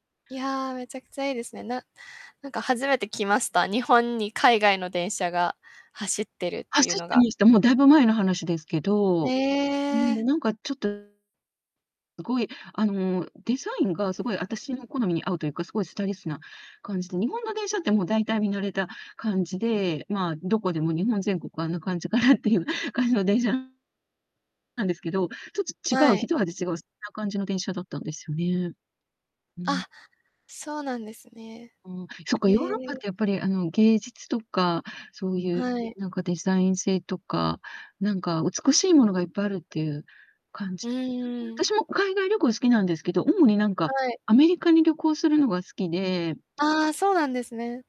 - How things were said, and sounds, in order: distorted speech; static; laughing while speaking: "感じかなって"; tapping
- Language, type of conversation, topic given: Japanese, unstructured, 趣味をしているとき、どんな気持ちになりますか？